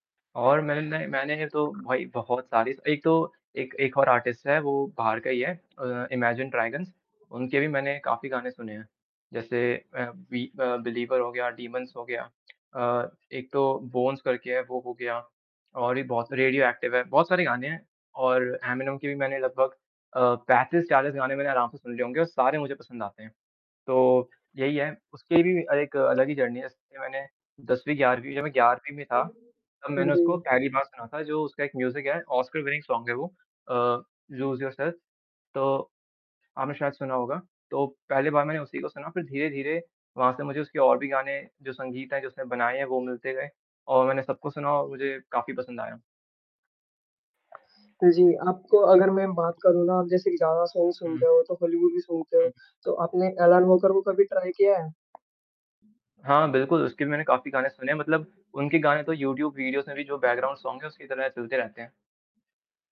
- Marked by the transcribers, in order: static; other background noise; in English: "आर्टिस्ट"; tapping; in English: "जर्नी"; in English: "म्यूजिक"; in English: "विनिंग सोंग"; in English: "सॉन्ग्स"; in English: "ट्राई"; in English: "बैकग्राउंड सोंग्स"
- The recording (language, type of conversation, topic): Hindi, unstructured, संगीत सुनने और नृत्य करने में से आपको किससे अधिक खुशी मिलती है?